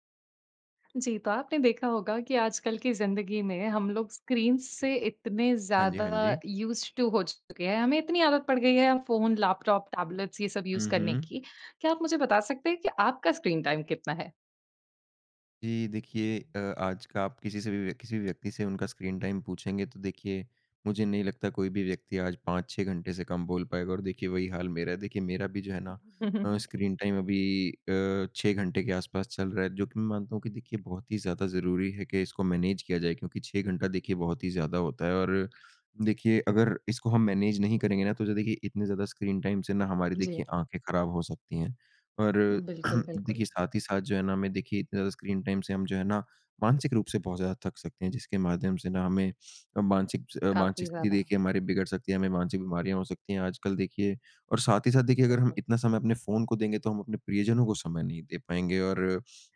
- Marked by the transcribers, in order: in English: "स्क्रीन"; in English: "यूस्ड टु"; in English: "यूस"; in English: "स्क्रीन टाइम"; tapping; in English: "स्क्रीन टाइम"; chuckle; in English: "स्क्रीन टाइम"; in English: "मैनेज"; in English: "मैनेज"; in English: "स्क्रीन टाइम"; throat clearing; in English: "स्क्रीन टाइम"
- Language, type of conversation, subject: Hindi, podcast, आप स्क्रीन पर बिताए समय को कैसे प्रबंधित करते हैं?